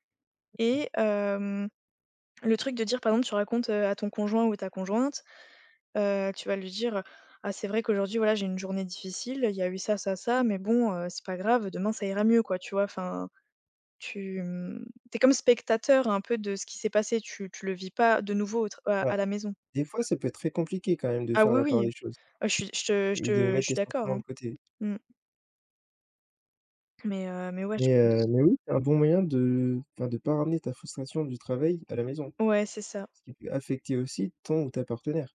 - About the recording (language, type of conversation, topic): French, unstructured, Comment trouves-tu l’équilibre entre travail et vie personnelle ?
- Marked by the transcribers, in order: other noise; tapping; other background noise